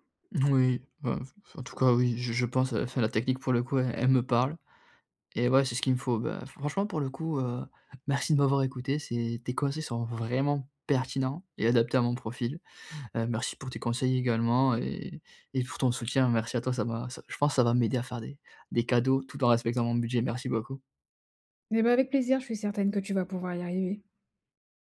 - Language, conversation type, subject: French, advice, Comment puis-je acheter des vêtements ou des cadeaux ce mois-ci sans dépasser mon budget ?
- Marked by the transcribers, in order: stressed: "vraiment pertinents"; other background noise